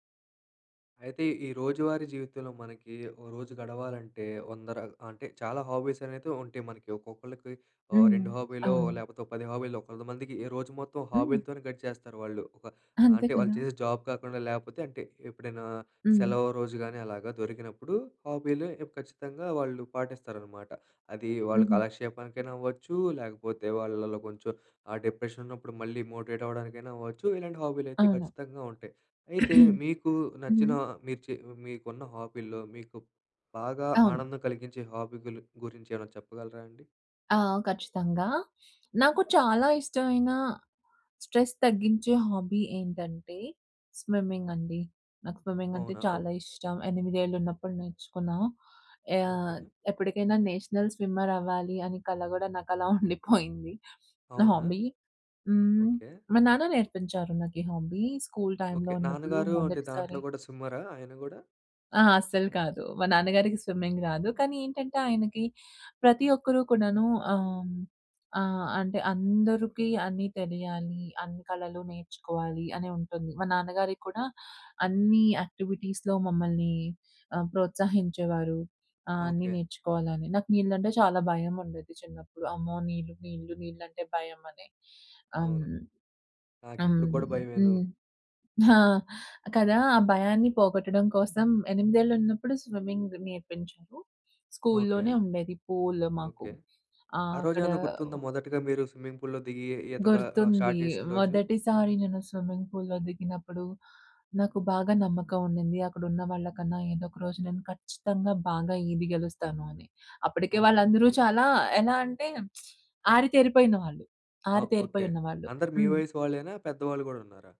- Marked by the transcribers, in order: in English: "హాబీస్"; in English: "హాబీలో"; in English: "హాబీలో"; in English: "హాబీలతోనే"; in English: "జాబ్"; in English: "హాబీలు"; in English: "డిప్రెషన్"; in English: "మోటివేట్"; throat clearing; in English: "హాబీల్లో"; in English: "హాబీ"; other background noise; in English: "స్ట్రెస్"; in English: "హాబీ"; in English: "స్విమ్మింగ్"; in English: "స్విమ్మింగ్"; in English: "నేషనల్ స్విమ్మర్"; laughing while speaking: "ఉండిపోయింది"; in English: "హాబీ"; in English: "హాబీ స్కూల్ టైమ్‌లో"; in English: "స్విమ్మర్‌ఆ"; in English: "స్విమ్మింగ్"; in English: "యాక్టివిటీస్‌లో"; in English: "స్విమ్మింగ్"; in English: "స్కూల్‌లోనే"; in English: "పూల్"; in English: "స్విమ్మింగ్ పూల్‌లో"; in English: "స్టార్ట్"; in English: "స్విమ్మింగ్ పూల్‌లో"; lip smack
- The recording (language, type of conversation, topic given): Telugu, podcast, మీకు ఆనందం కలిగించే హాబీ గురించి చెప్పగలరా?